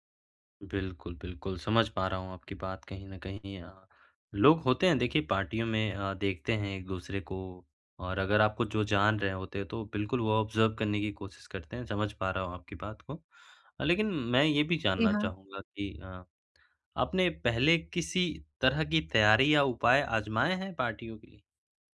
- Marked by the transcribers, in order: in English: "ऑब्जर्व"
- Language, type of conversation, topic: Hindi, advice, पार्टी में सामाजिक दबाव और असहजता से कैसे निपटूँ?